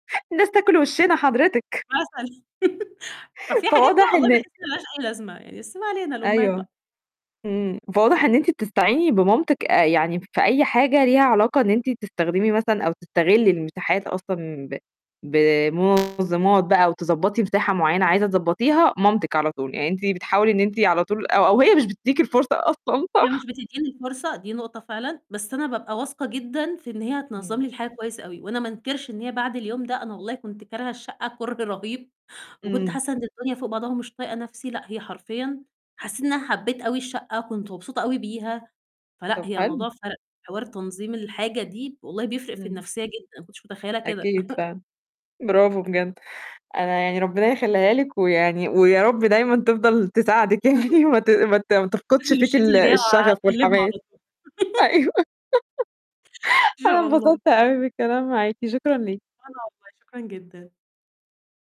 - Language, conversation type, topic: Arabic, podcast, إزاي تنظم المساحات الصغيرة بذكاء؟
- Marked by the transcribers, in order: laugh; tapping; distorted speech; static; chuckle; other noise; laughing while speaking: "يعني"; laugh; laughing while speaking: "أيوه"; laugh